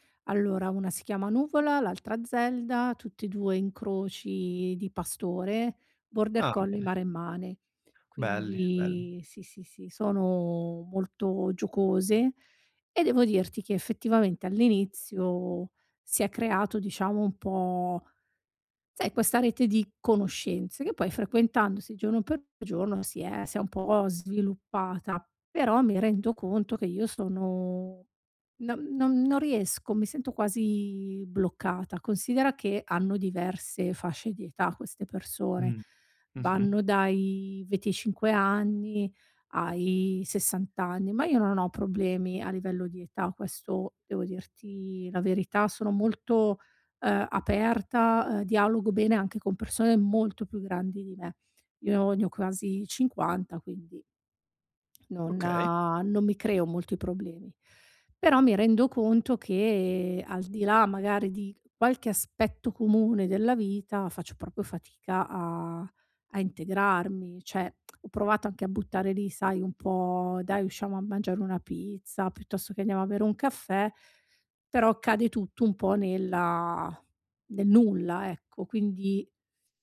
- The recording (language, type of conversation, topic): Italian, advice, Come posso integrarmi in un nuovo gruppo di amici senza sentirmi fuori posto?
- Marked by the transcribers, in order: unintelligible speech; "proprio" said as "propio"; "cioè" said as "ceh"